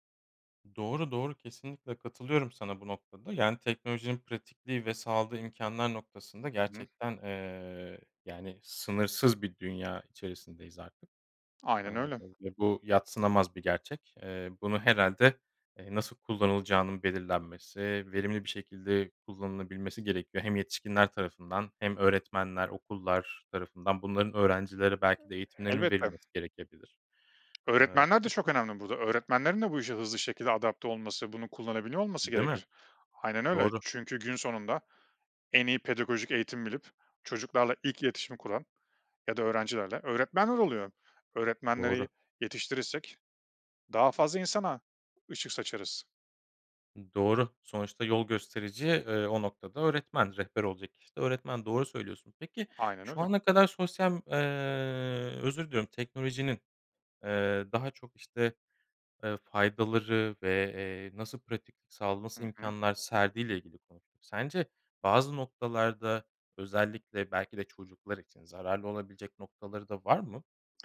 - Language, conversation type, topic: Turkish, podcast, Teknoloji öğrenme biçimimizi nasıl değiştirdi?
- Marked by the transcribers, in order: tapping; other background noise